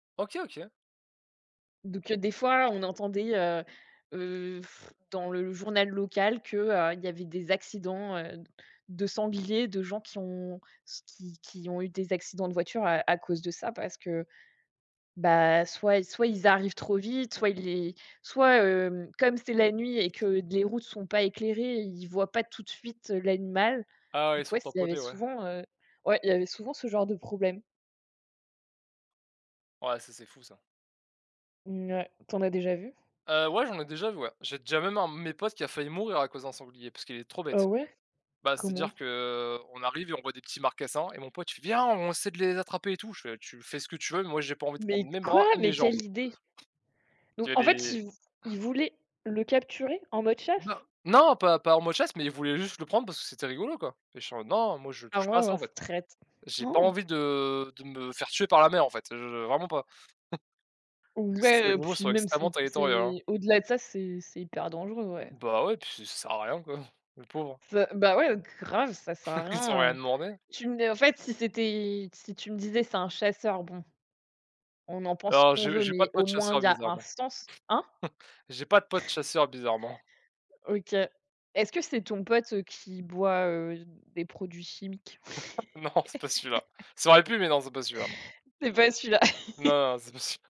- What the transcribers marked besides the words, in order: lip trill; other background noise; gasp; chuckle; chuckle; chuckle; chuckle; laugh; laughing while speaking: "pas celui là !"; laugh
- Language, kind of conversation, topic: French, unstructured, As-tu déjà vu un animal sauvage près de chez toi ?